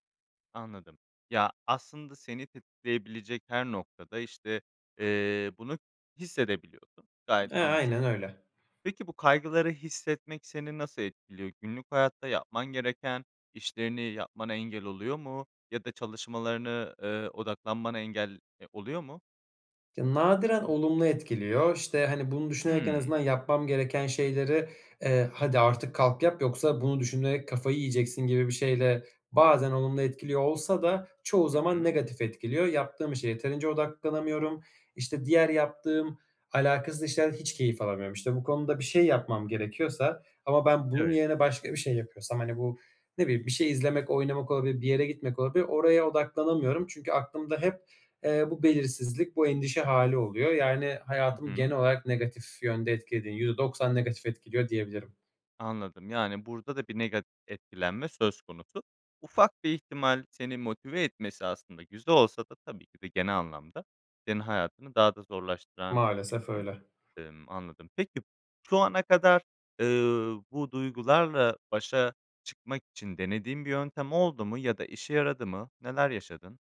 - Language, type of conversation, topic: Turkish, advice, Gelecek belirsizliği yüzünden sürekli kaygı hissettiğimde ne yapabilirim?
- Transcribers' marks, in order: other background noise